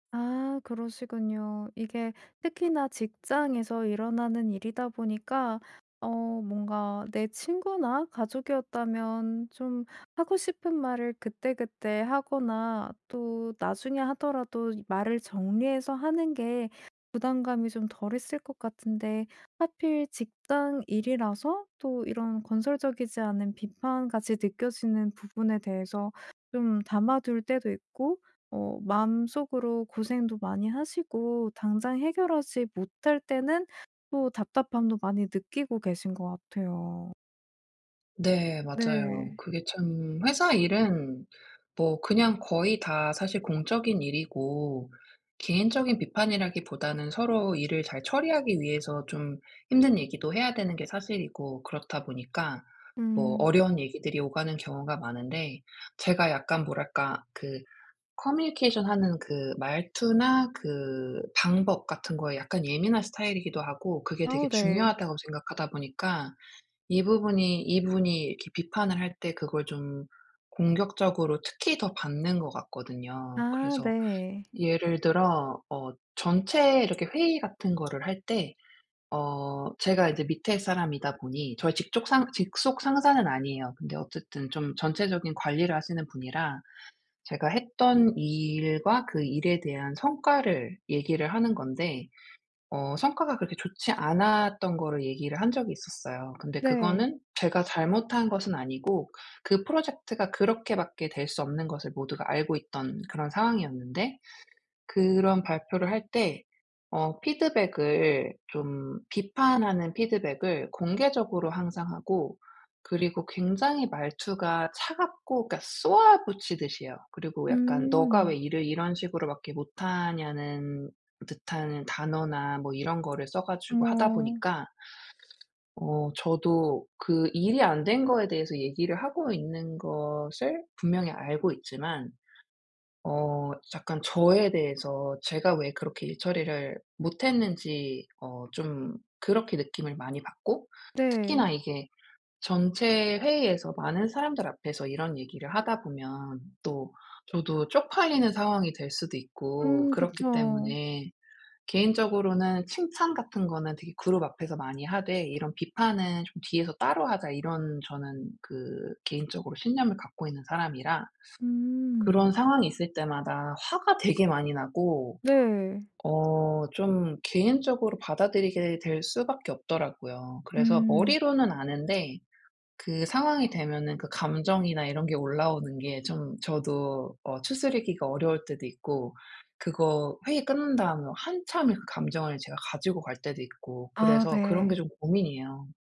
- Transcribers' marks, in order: in English: "커뮤니케이션하는"; tapping; other background noise; in English: "피드백을"; in English: "피드백을"
- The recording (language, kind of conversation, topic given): Korean, advice, 건설적이지 않은 비판을 받을 때 어떻게 반응해야 하나요?